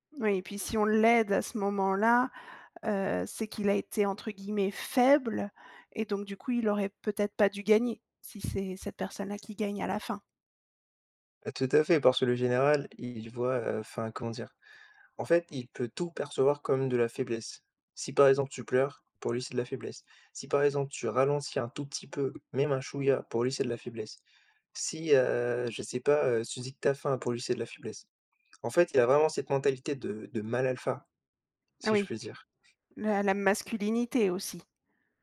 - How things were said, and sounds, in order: tapping; other background noise
- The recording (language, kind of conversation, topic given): French, podcast, Peux-tu me parler d’un film qui t’a marqué récemment ?